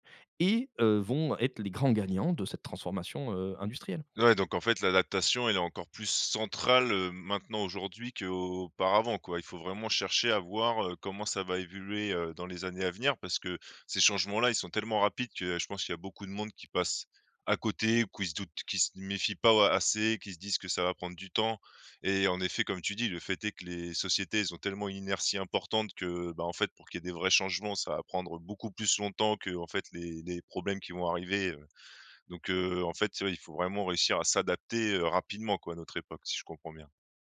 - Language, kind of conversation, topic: French, podcast, Comment fais-tu pour équilibrer ton travail actuel et ta carrière future ?
- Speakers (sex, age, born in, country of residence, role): male, 30-34, France, France, host; male, 35-39, France, France, guest
- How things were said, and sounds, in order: other background noise; "évoluer" said as "évuluer"; "qui" said as "kwi"